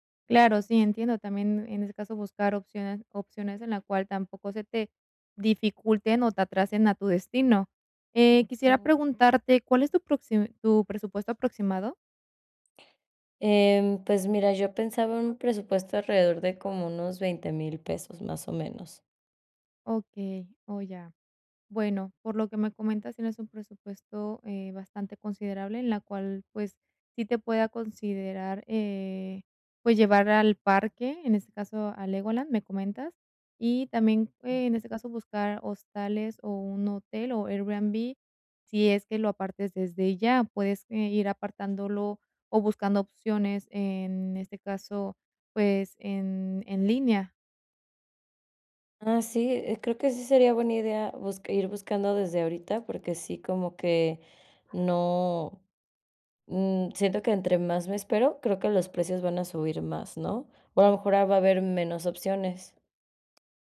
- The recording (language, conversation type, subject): Spanish, advice, ¿Cómo puedo disfrutar de unas vacaciones con poco dinero y poco tiempo?
- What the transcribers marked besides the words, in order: other background noise; tapping; dog barking